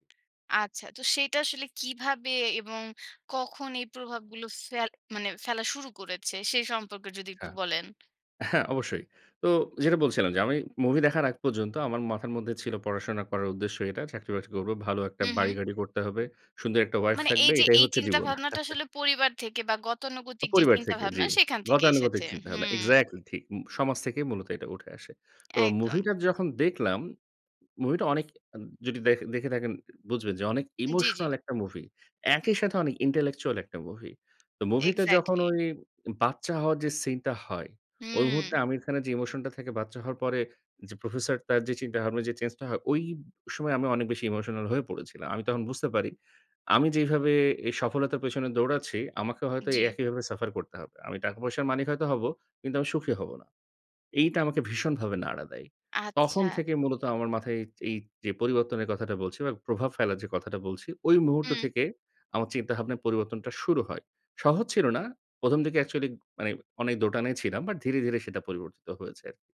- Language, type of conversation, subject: Bengali, podcast, কোন সিনেমাটি আপনার জীবনে সবচেয়ে গভীর প্রভাব ফেলেছে বলে আপনি মনে করেন?
- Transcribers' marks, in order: other background noise; chuckle; in English: "intellectual"; tapping; in English: "suffer"; "মালিক" said as "মানিক"; in English: "actually"